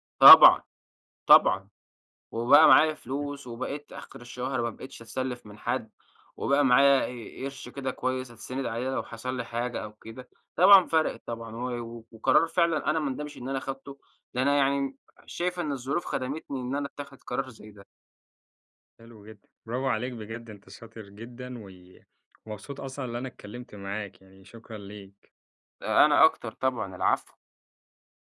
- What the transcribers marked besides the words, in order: none
- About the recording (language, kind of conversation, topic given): Arabic, podcast, إزاي أتسوّق بميزانية معقولة من غير ما أصرف زيادة؟